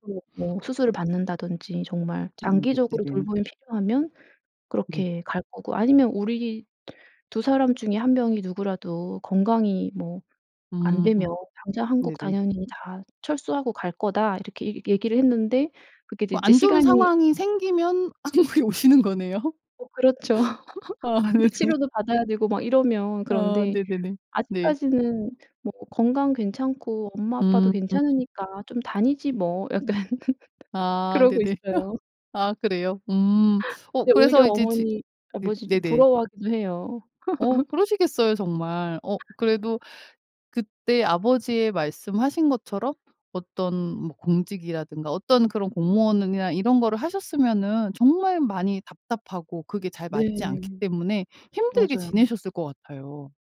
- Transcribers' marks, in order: laughing while speaking: "한국에 오시는 거네요. 아 네네"; laugh; other background noise; tapping; laughing while speaking: "약간"; laugh; laugh
- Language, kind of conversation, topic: Korean, podcast, 가족이 원하는 직업과 내가 하고 싶은 일이 다를 때 어떻게 해야 할까?